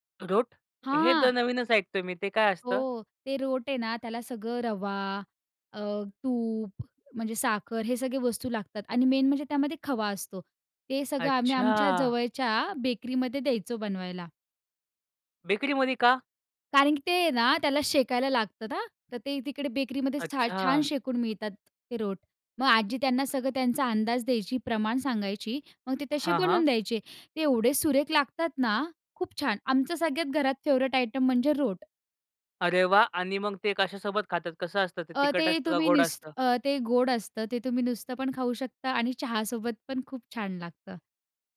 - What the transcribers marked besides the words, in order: in English: "मेन"; tapping; other background noise; in English: "फेवरेट"
- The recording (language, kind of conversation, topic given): Marathi, podcast, तुमचे सण साजरे करण्याची खास पद्धत काय होती?